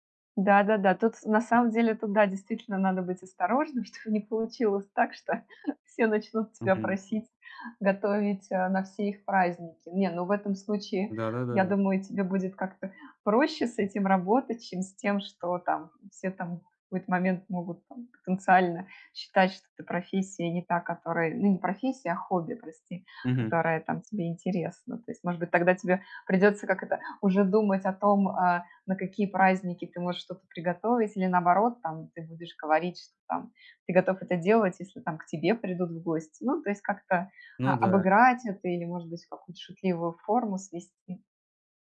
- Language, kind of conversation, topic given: Russian, advice, Почему я скрываю своё хобби или увлечение от друзей и семьи?
- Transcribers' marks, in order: laughing while speaking: "чтобы не получилось так, что все начнут тебя просить готовить"